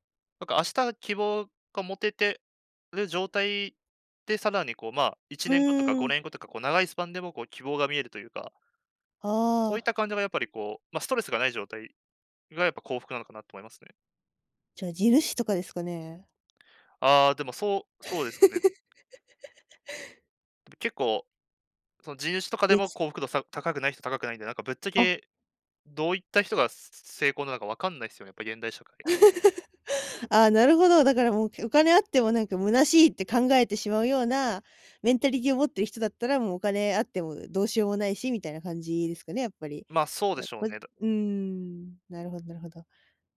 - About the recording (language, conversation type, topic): Japanese, podcast, ぶっちゃけ、収入だけで成功は測れますか？
- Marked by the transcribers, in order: chuckle; chuckle